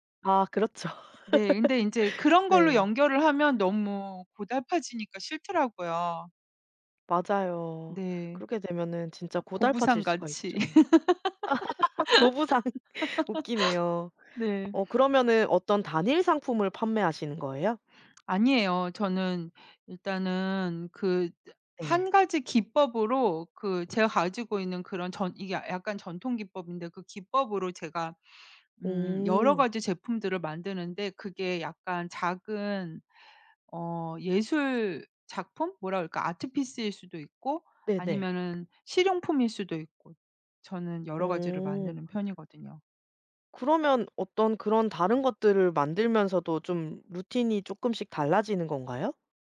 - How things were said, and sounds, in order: laugh; other background noise; laugh; laughing while speaking: "보부상"; laugh; in English: "art piece일"; tapping
- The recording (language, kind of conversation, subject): Korean, podcast, 창작 루틴은 보통 어떻게 짜시는 편인가요?